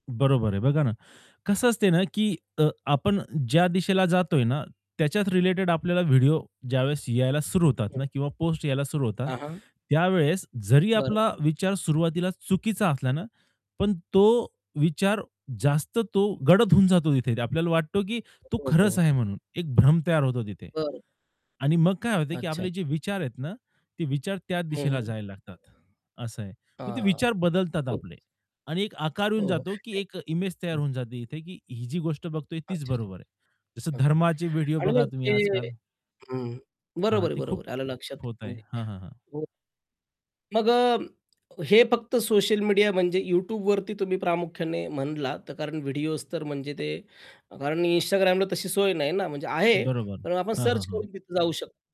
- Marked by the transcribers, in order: static; distorted speech; other noise; in English: "सर्च"
- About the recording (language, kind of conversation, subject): Marathi, podcast, सोशल माध्यमांतील प्रतिध्वनी-कक्ष लोकांच्या विचारांना कसा आकार देतात?